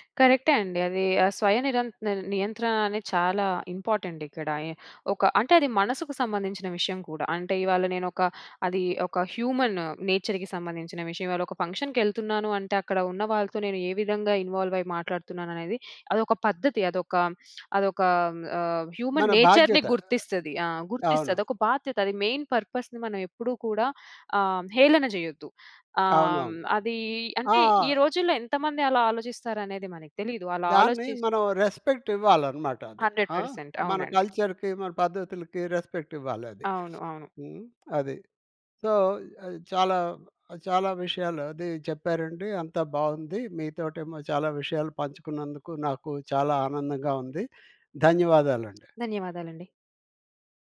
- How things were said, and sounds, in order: in English: "ఇంపార్టెంట్"; in English: "హ్యూమన్ నేచర్‌కి"; in English: "ఇన్వాల్వ్"; sniff; in English: "హ్యూమన్ నేచర్‌ని"; other noise; in English: "మెయిన్ పర్పస్‌ని"; in English: "రెస్పెక్ట్"; in English: "కల్చర్‌కి"; in English: "రెస్పెక్ట్"; in English: "సో"
- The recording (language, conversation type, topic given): Telugu, podcast, మల్టీటాస్కింగ్ తగ్గించి ఫోకస్ పెంచేందుకు మీరు ఏ పద్ధతులు పాటిస్తారు?